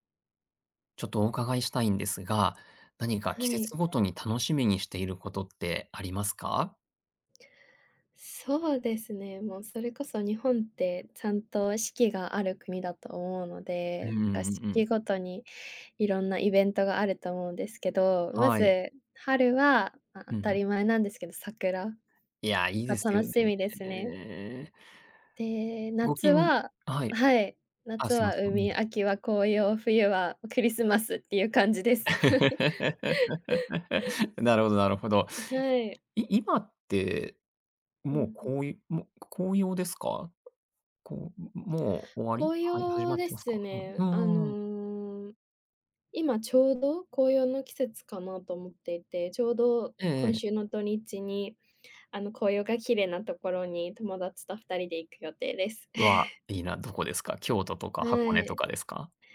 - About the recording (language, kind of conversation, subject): Japanese, podcast, 季節ごとに楽しみにしていることは何ですか？
- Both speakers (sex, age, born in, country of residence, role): female, 20-24, Japan, Japan, guest; male, 40-44, Japan, Japan, host
- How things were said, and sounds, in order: other background noise; laughing while speaking: "秋は紅葉、冬はクリスマスっていう感じです"; laugh; tapping; drawn out: "あの"; laugh